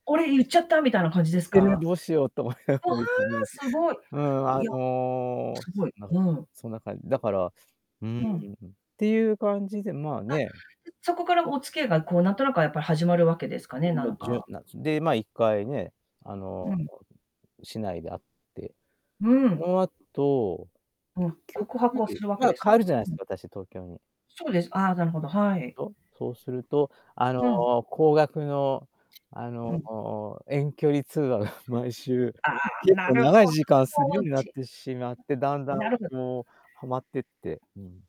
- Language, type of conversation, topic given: Japanese, podcast, ある曲を聴くと、誰かのことを思い出すことはありますか？
- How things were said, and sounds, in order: distorted speech; laughing while speaking: "思いながら"; other background noise; unintelligible speech